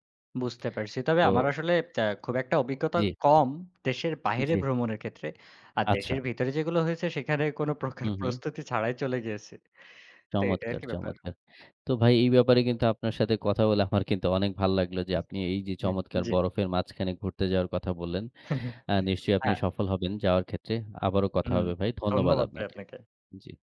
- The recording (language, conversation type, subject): Bengali, unstructured, আপনি কোন দেশে ভ্রমণ করতে সবচেয়ে বেশি আগ্রহী?
- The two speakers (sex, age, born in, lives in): male, 25-29, Bangladesh, Bangladesh; male, 30-34, Bangladesh, Bangladesh
- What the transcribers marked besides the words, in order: laughing while speaking: "কোনো প্রকার প্রস্তুতি ছাড়াই চলে গিয়েছি"; other background noise; chuckle